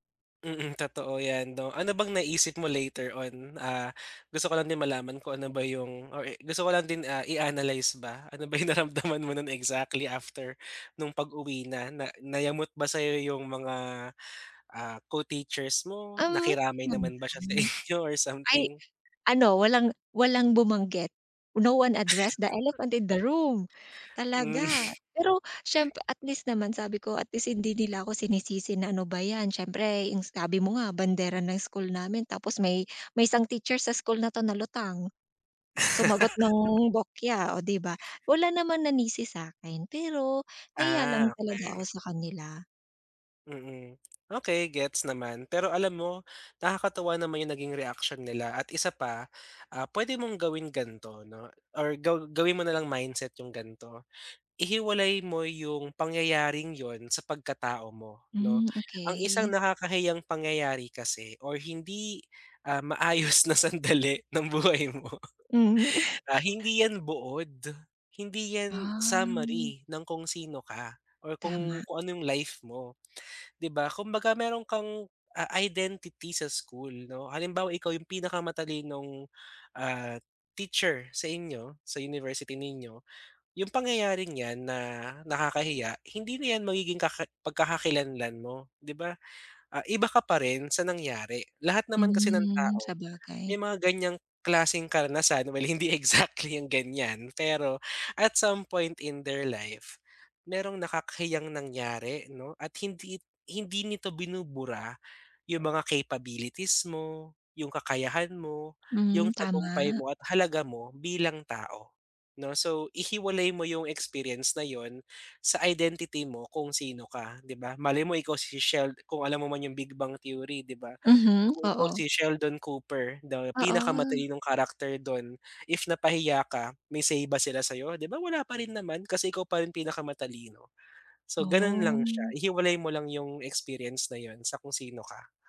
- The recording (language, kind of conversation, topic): Filipino, advice, Paano ako makakabawi sa kumpiyansa sa sarili pagkatapos mapahiya?
- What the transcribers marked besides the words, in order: other background noise; in English: "No one addressed the elephant in the room"; other noise; chuckle; tapping; laughing while speaking: "buhay mo"; chuckle; in English: "at some point in their life"